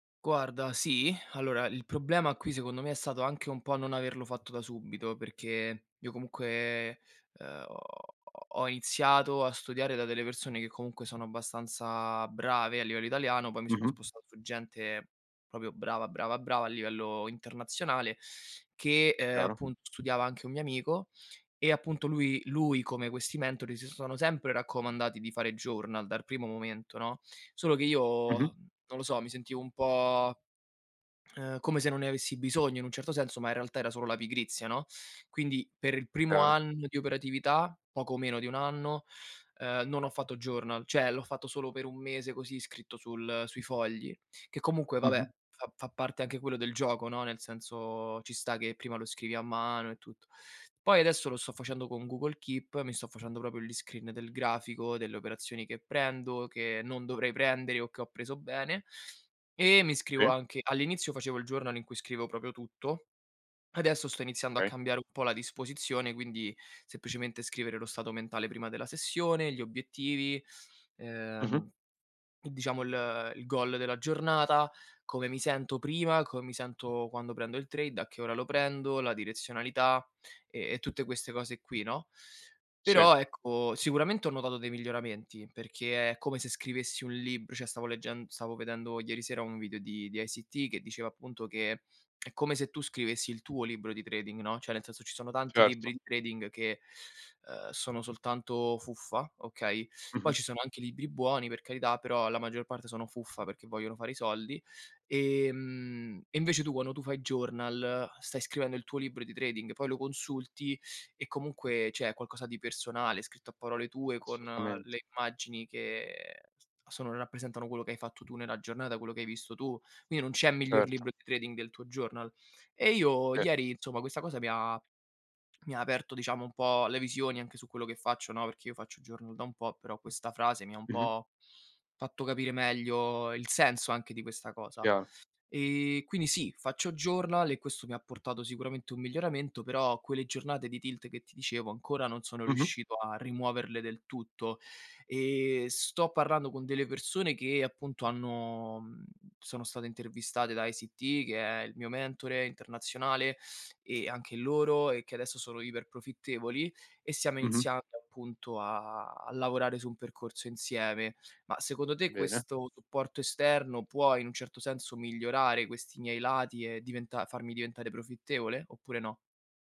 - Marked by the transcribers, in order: "comunque" said as "comuque"; "iniziato" said as "iziato"; "proprio" said as "propio"; other background noise; "questi" said as "quessi"; in English: "journal"; "il" said as "l"; in English: "journal"; "cioè" said as "ceh"; "proprio" said as "propio"; in English: "journal"; "scrivevo" said as "scriveo"; "proprio" said as "propio"; "Okay" said as "Chei"; "semplicemente" said as "seppicemente"; in English: "trade"; "cioè" said as "ceh"; in English: "trading"; "cioè" said as "ceh"; in English: "trading"; "quando" said as "quanno"; in English: "journal"; in English: "trading"; "cioè" said as "ceh"; "Quindi" said as "Quini"; in English: "trading"; in English: "journal"; "insomma" said as "inzomma"; in English: "journal"; in English: "journal"; "parlando" said as "parrando"; "secondo" said as "secodo"
- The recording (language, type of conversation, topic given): Italian, advice, Come posso gestire i progressi lenti e la perdita di fiducia nei risultati?